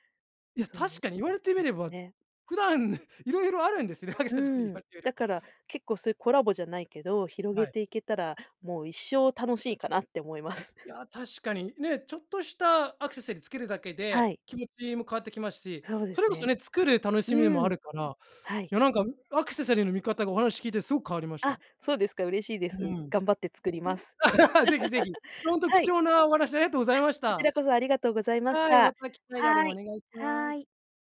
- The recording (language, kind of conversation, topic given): Japanese, podcast, これから挑戦してみたい趣味はありますか？
- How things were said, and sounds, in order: other noise; laugh